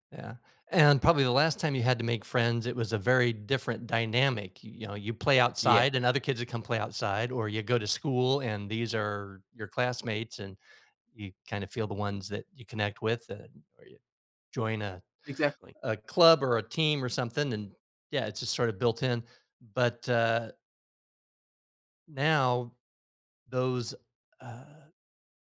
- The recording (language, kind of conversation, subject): English, advice, How do I make new friends and feel less lonely after moving to a new city?
- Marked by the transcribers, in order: none